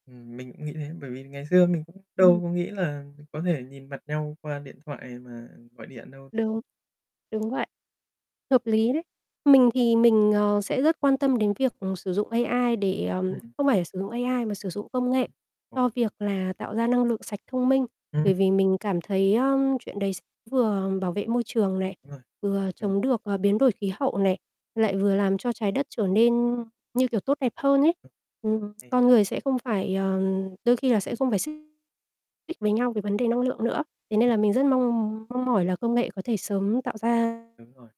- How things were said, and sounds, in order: distorted speech; tapping; static; unintelligible speech; unintelligible speech; unintelligible speech
- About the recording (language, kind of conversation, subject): Vietnamese, unstructured, Bạn nghĩ công nghệ sẽ thay đổi thế giới như thế nào trong 10 năm tới?
- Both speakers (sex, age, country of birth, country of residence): female, 35-39, Vietnam, Vietnam; male, 30-34, Vietnam, Japan